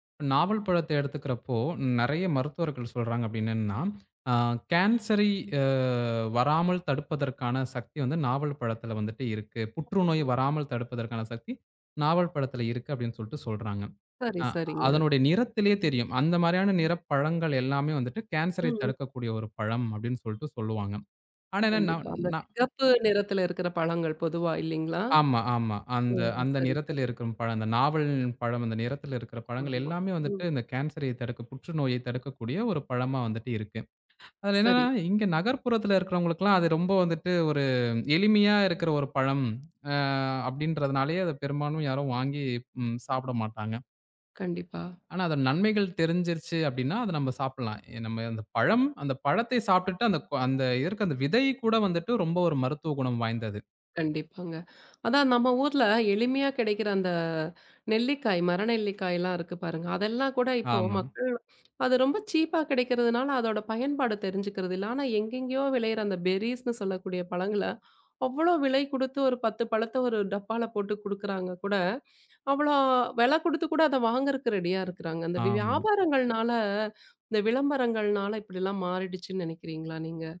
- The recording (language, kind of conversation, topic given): Tamil, podcast, பருவத்துக்கேற்ப பழங்களை வாங்கி சாப்பிட்டால் என்னென்ன நன்மைகள் கிடைக்கும்?
- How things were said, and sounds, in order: drawn out: "அ"; other background noise; other noise; drawn out: "அந்த"; in English: "சீப்பா"; in English: "பெர்ரீஸ்ன்னு"